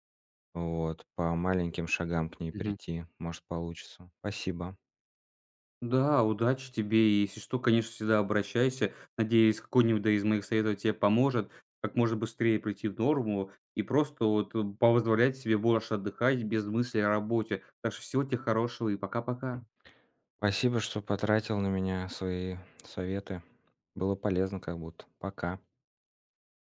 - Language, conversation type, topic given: Russian, advice, Как чувство вины во время перерывов мешает вам восстановить концентрацию?
- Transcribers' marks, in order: "позволять" said as "повозволять"